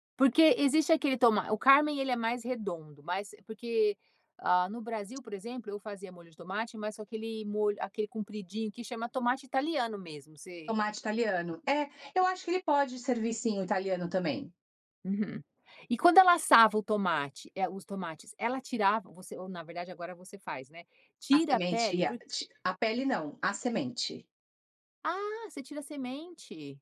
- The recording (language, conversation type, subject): Portuguese, podcast, Você pode me contar sobre uma receita que passou de geração em geração na sua família?
- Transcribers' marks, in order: tapping